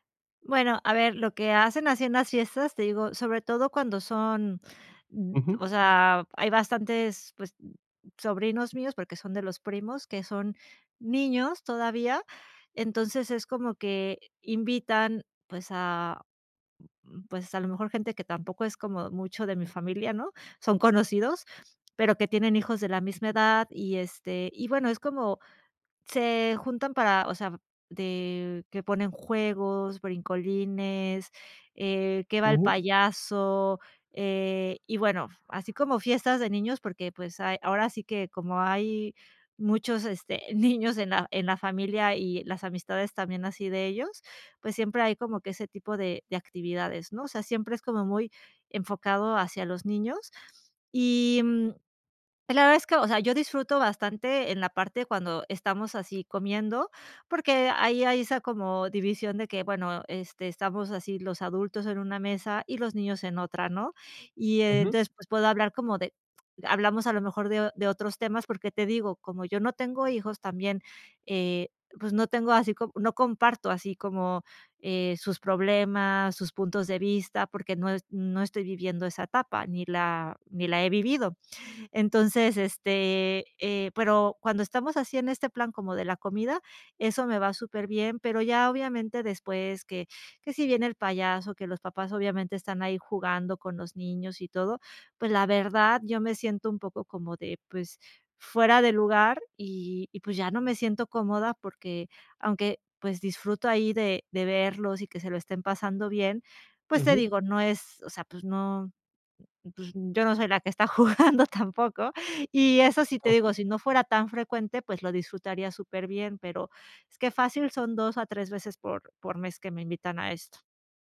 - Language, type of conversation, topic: Spanish, advice, ¿Cómo puedo decir que no a planes festivos sin sentirme mal?
- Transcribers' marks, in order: other background noise; chuckle; other noise; laughing while speaking: "yo no soy la que está jugando tampoco"